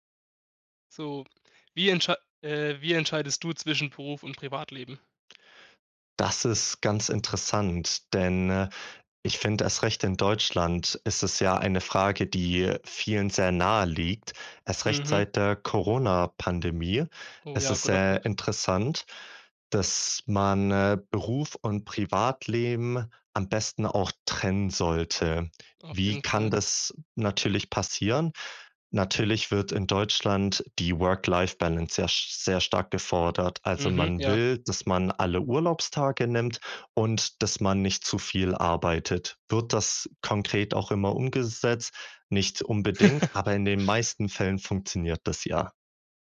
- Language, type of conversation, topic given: German, podcast, Wie entscheidest du zwischen Beruf und Privatleben?
- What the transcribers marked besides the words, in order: laugh